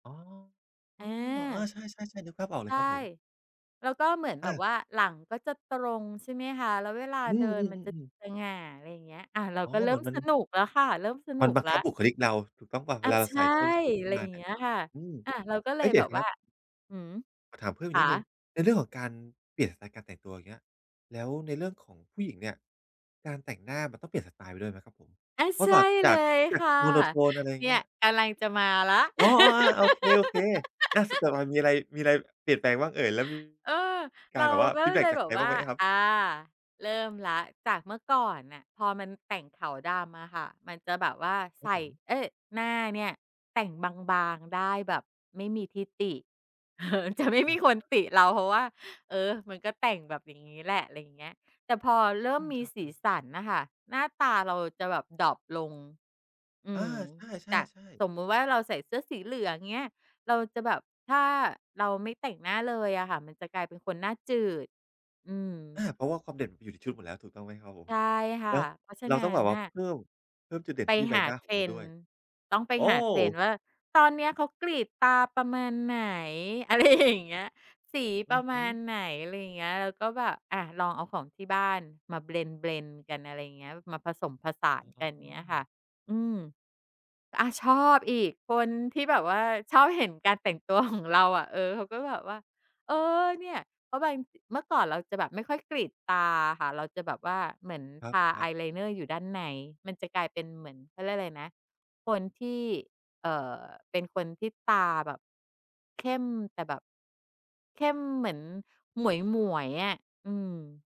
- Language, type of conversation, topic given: Thai, podcast, จะผสมเทรนด์กับเอกลักษณ์ส่วนตัวยังไงให้ลงตัว?
- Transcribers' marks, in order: laugh; other background noise; laughing while speaking: "เออ"; laughing while speaking: "อะไรอย่างเงี้ย"; in English: "เบลนด์ ๆ"; laughing while speaking: "ของ"; other noise